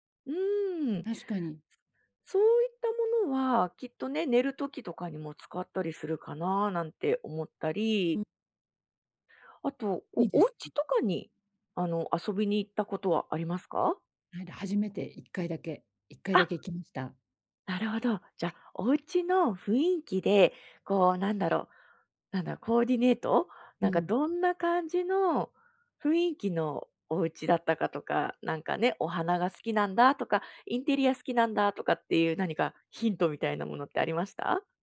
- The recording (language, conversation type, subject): Japanese, advice, 予算内で喜ばれるギフトは、どう選べばよいですか？
- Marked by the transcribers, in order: none